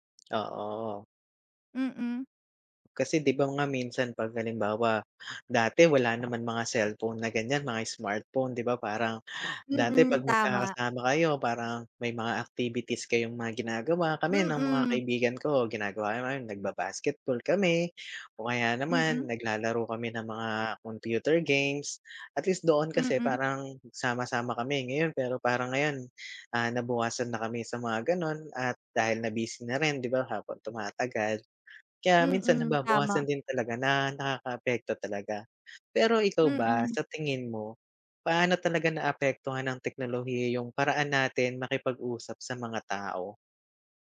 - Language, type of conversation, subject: Filipino, unstructured, Ano ang masasabi mo tungkol sa pagkawala ng personal na ugnayan dahil sa teknolohiya?
- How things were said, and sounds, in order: none